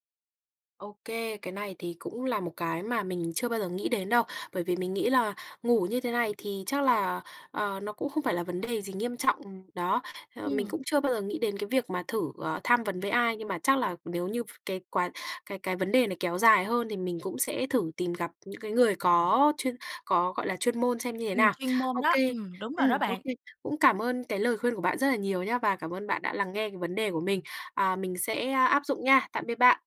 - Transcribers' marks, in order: tapping
- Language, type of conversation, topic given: Vietnamese, advice, Vì sao tôi vẫn thấy kiệt sức dù ngủ đủ và làm thế nào để phục hồi năng lượng?
- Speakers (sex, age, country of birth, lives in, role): female, 20-24, Vietnam, Vietnam, user; female, 25-29, Vietnam, Vietnam, advisor